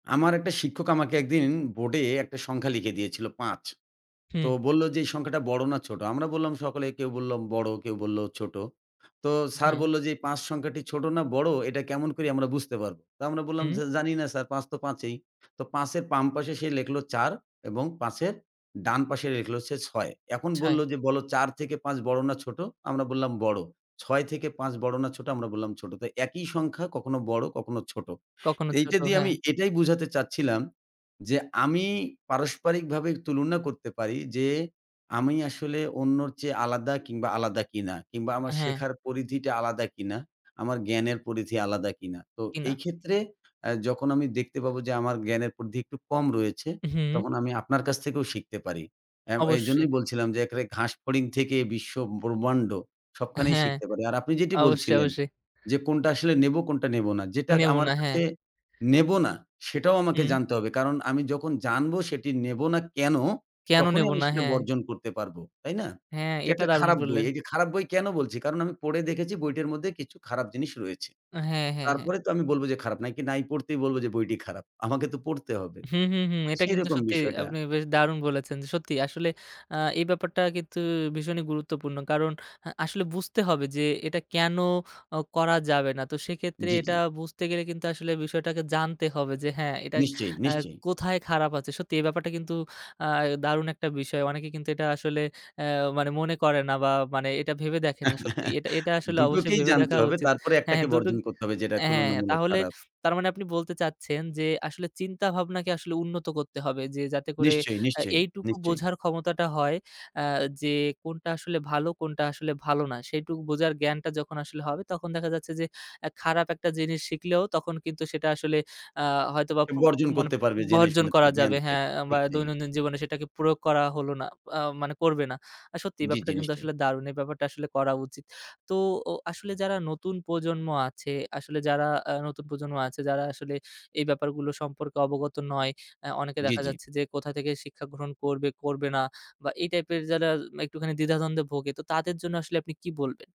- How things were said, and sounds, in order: chuckle
- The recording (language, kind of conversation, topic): Bengali, podcast, শিক্ষক না থাকলেও কীভাবে নিজে শেখা যায়?